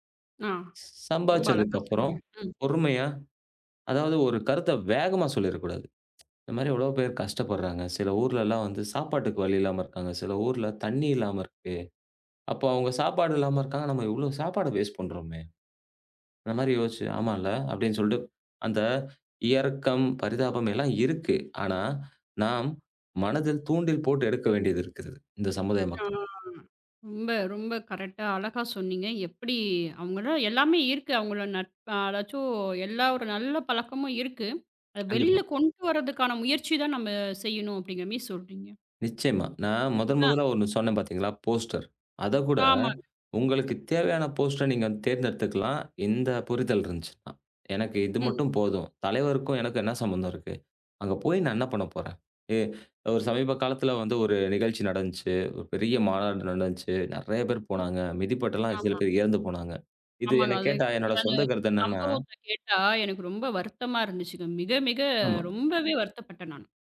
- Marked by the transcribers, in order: shush; tsk; in English: "வேஸ்ட்"; drawn out: "ஆ"; in English: "கரெக்டா"; lip smack; lip smack; in English: "போஸ்டர்"; in English: "போஸ்டர"; swallow; unintelligible speech
- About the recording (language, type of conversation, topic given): Tamil, podcast, இளைஞர்களை சமுதாயத்தில் ஈடுபடுத்த என்ன செய்யலாம்?